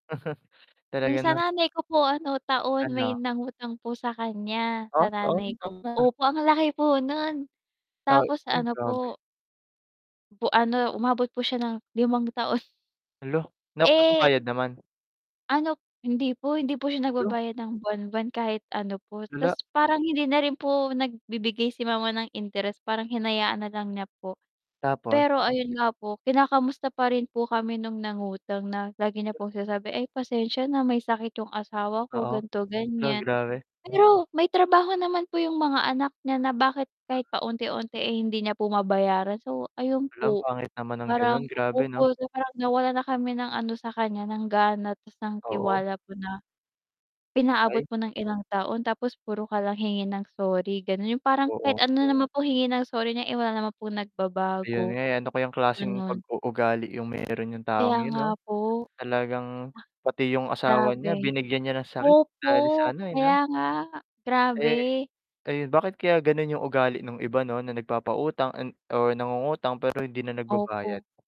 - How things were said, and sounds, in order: chuckle; static; mechanical hum; unintelligible speech; distorted speech
- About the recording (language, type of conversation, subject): Filipino, unstructured, Ano ang tingin mo sa mga taong palaging nanghihiram ng pera pero hindi nagbabayad?